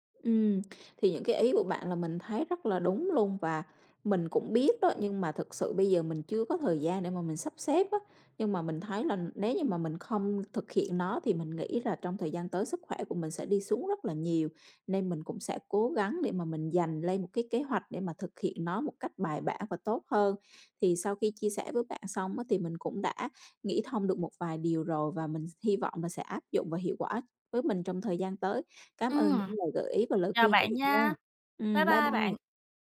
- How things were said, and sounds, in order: tapping; other background noise
- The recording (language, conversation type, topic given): Vietnamese, advice, Bạn cảm thấy thế nào khi công việc quá tải khiến bạn lo sợ bị kiệt sức?